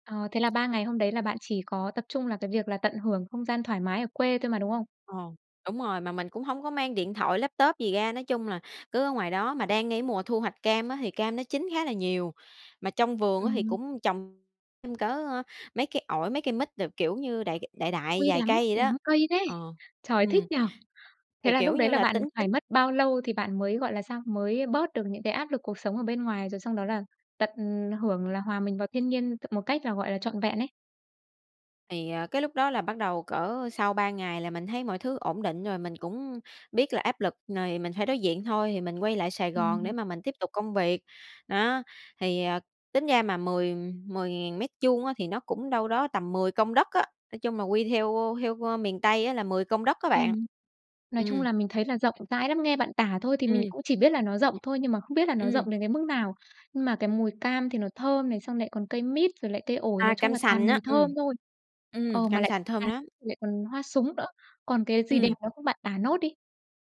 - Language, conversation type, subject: Vietnamese, podcast, Bạn có thể kể về một lần bạn tìm được một nơi yên tĩnh để ngồi lại và suy nghĩ không?
- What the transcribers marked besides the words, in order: tapping; other background noise